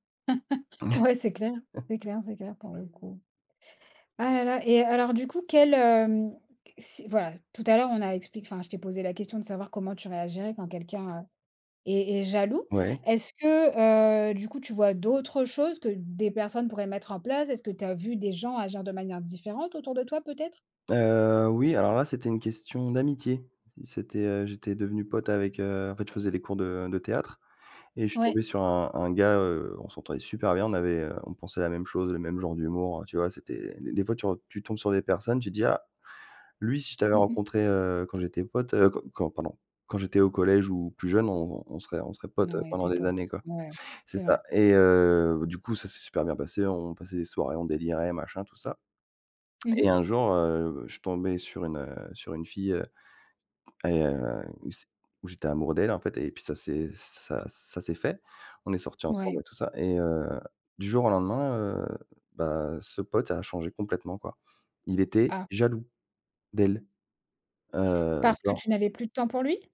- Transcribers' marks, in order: laugh; stressed: "jaloux"
- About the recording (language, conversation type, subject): French, unstructured, Que penses-tu des relations où l’un des deux est trop jaloux ?